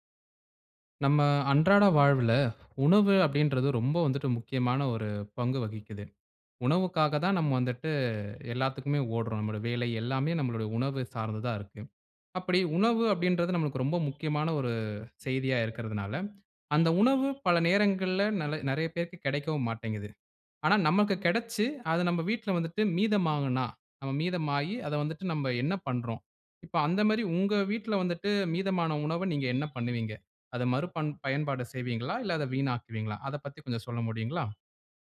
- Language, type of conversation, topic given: Tamil, podcast, மீதமுள்ள உணவுகளை எப்படிச் சேமித்து, மறுபடியும் பயன்படுத்தி அல்லது பிறருடன் பகிர்ந்து கொள்கிறீர்கள்?
- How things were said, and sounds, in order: none